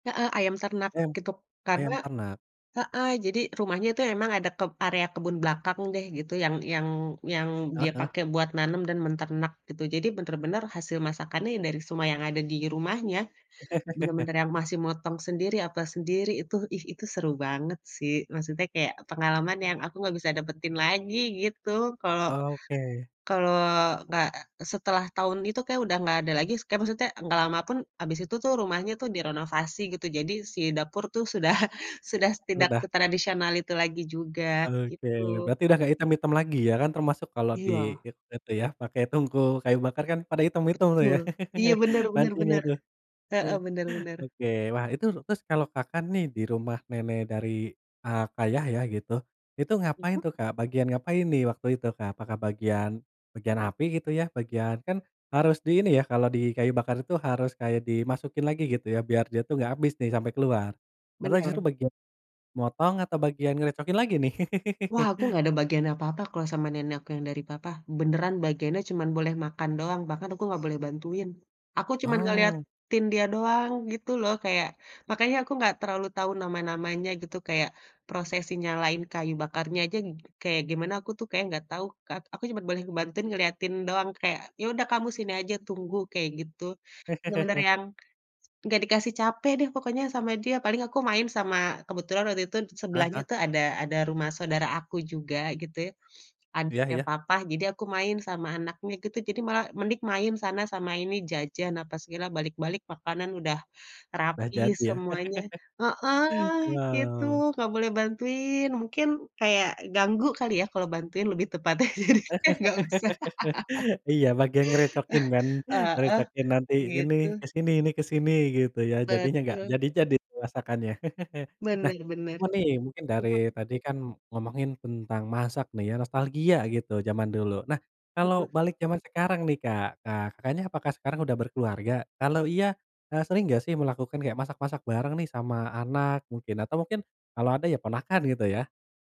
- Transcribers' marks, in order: laugh; laughing while speaking: "sudah"; laugh; other noise; other background noise; laugh; laugh; laugh; laugh; laughing while speaking: "tepatnya, jadinya nggak usah"; laugh; chuckle; unintelligible speech
- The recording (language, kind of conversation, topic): Indonesian, podcast, Ceritakan pengalaman memasak bersama keluarga yang paling hangat?